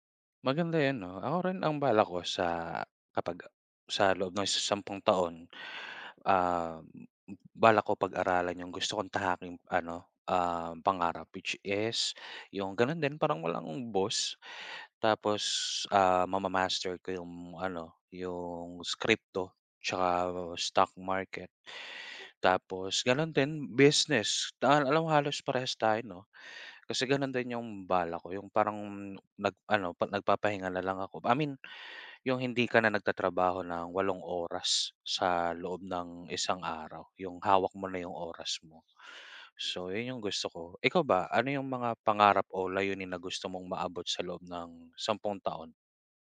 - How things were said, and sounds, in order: tapping
- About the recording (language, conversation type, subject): Filipino, unstructured, Paano mo nakikita ang sarili mo sa loob ng sampung taon?